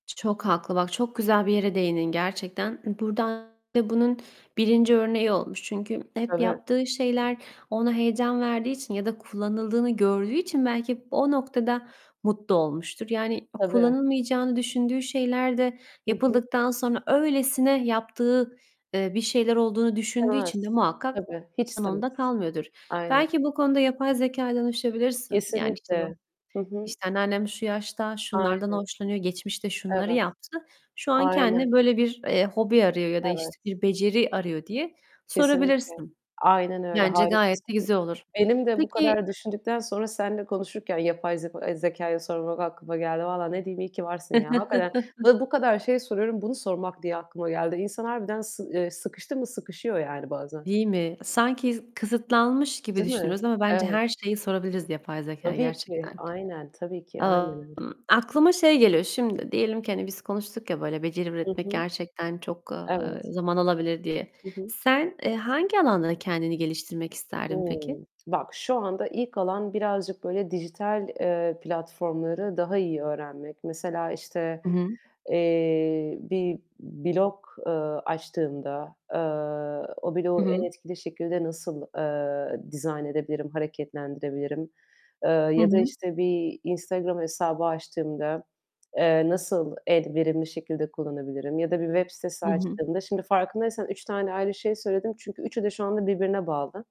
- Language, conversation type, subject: Turkish, unstructured, Hangi yeni becerileri öğrenmek seni heyecanlandırıyor?
- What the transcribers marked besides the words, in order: distorted speech; other background noise; unintelligible speech; chuckle; unintelligible speech